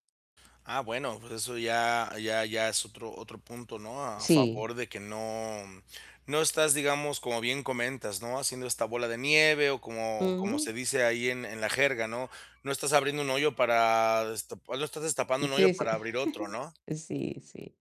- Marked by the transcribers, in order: static; tapping; distorted speech; other background noise; dog barking; chuckle
- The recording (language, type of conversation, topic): Spanish, advice, ¿Cómo puedo comprar ropa a la moda sin gastar demasiado dinero?